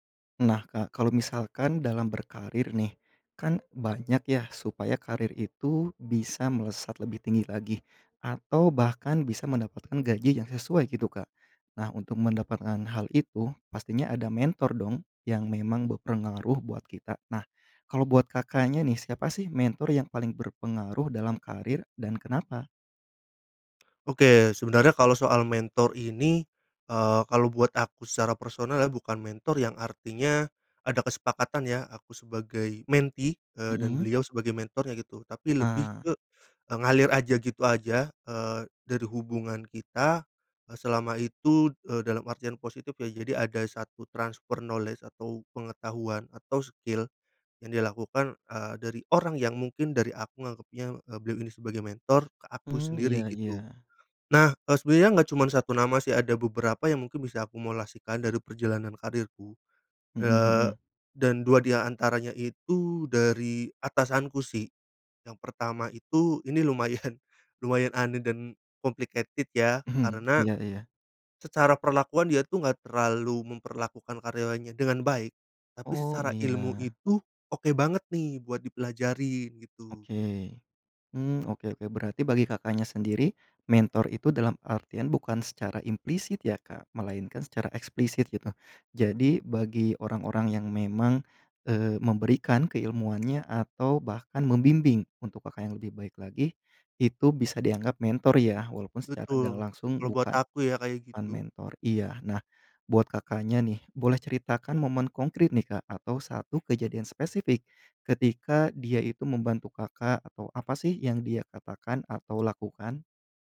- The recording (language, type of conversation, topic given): Indonesian, podcast, Siapa mentor yang paling berpengaruh dalam kariermu, dan mengapa?
- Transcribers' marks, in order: "berpengaruh" said as "beprengaruh"; in English: "mentee"; in English: "transfer knowledge"; in English: "skill"; laughing while speaking: "lumayan"; in English: "complicated"; other background noise